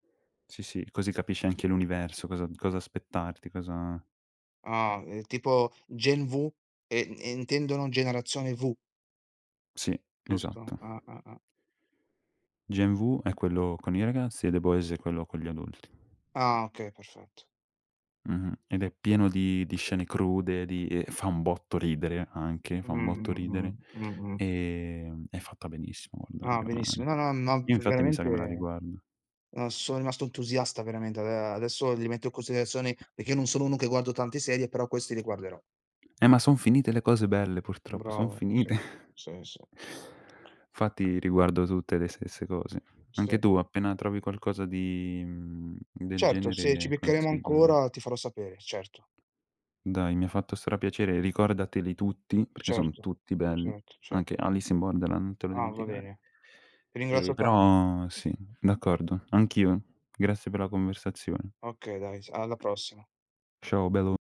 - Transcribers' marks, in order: other background noise; tapping; chuckle; "Grazie" said as "grassie"; "bello" said as "belo"
- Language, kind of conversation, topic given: Italian, unstructured, Qual è il momento più divertente che hai vissuto mentre praticavi un hobby?